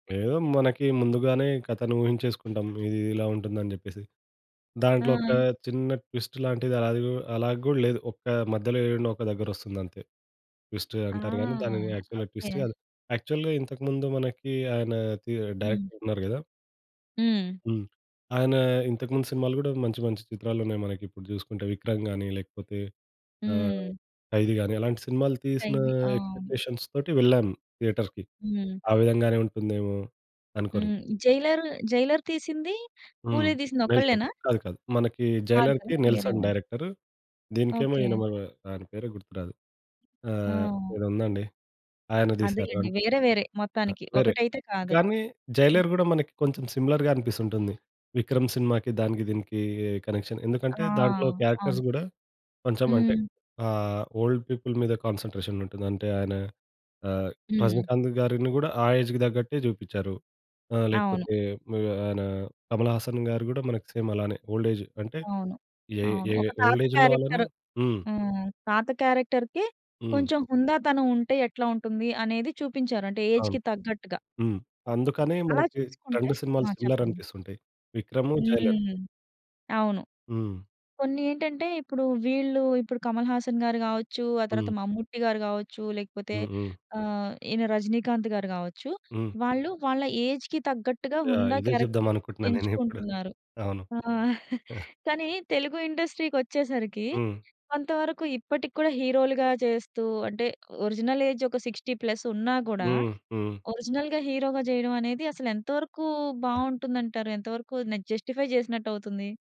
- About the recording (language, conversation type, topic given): Telugu, podcast, ట్రైలర్‌లో స్పాయిలర్లు లేకుండా సినిమాకథను ఎంతవరకు చూపించడం సరైనదని మీరు భావిస్తారు?
- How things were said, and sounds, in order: other background noise; in English: "ట్విస్ట్"; in English: "ట్విస్ట్"; in English: "యాక్చువల్‌గా ట్విస్ట్"; in English: "యాక్చువల్‌గా"; in English: "డైరెక్టర్"; in English: "ఎక్స్‌పెక్టేషన్స్"; in English: "థియేటర్‌కి"; in English: "సిమిలర్‌గా"; in English: "కనెక్షన్"; in English: "క్యారెక్టర్స్"; in English: "ఓల్డ్ పీపుల్"; in English: "కాన్సంట్రేషన్"; in English: "ఏజ్‌కి"; in English: "సేమ్"; in English: "ఓల్డేజ్"; in English: "ఓల్డేజ్"; in English: "క్యారెక్టర్"; in English: "క్యారెక్టర్‌కి"; in English: "ఏజ్‌కి"; in English: "ఏజ్‌కి"; chuckle; in English: "ఇండస్ట్రీ"; in English: "ఒరిజినల్ ఏజ్"; in English: "సిక్స్టీ ప్లస్"; in English: "ఒరిజినల్‌గా హీరోగా"; in English: "జస్టిఫై"